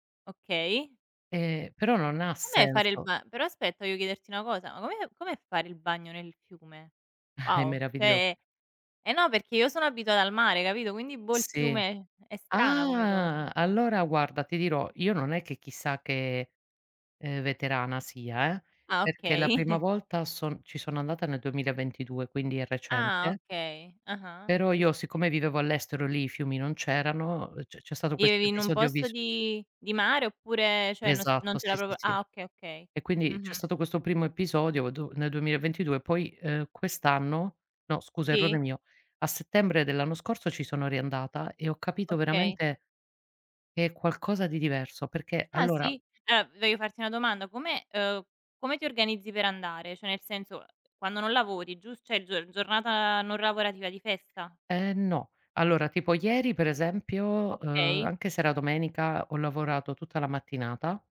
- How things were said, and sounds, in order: laughing while speaking: "È"; "cioè" said as "ceh"; chuckle; "proprio" said as "propio"; "Allora" said as "alloa"; "Cioè" said as "ceh"; "cioè" said as "ceh"; "lavorativa" said as "ravorativa"; other background noise
- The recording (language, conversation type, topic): Italian, unstructured, Come bilanci il tuo tempo tra lavoro e tempo libero?